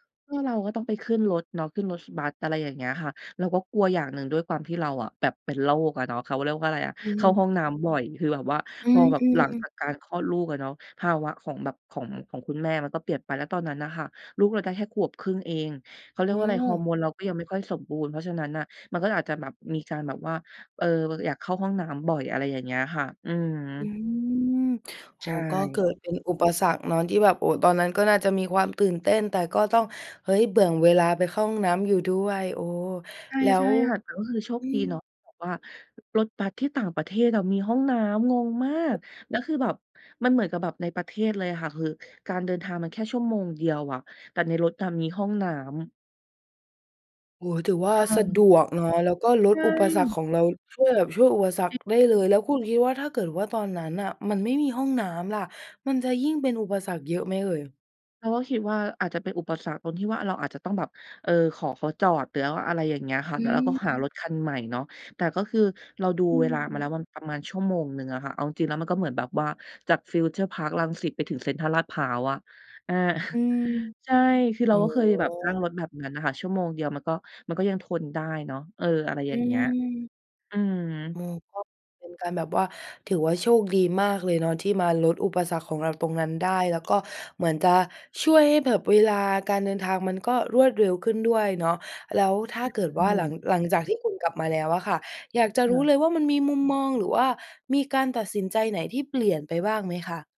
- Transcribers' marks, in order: unintelligible speech; other background noise; chuckle
- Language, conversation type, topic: Thai, podcast, การเดินทางครั้งไหนที่ทำให้คุณมองโลกเปลี่ยนไปบ้าง?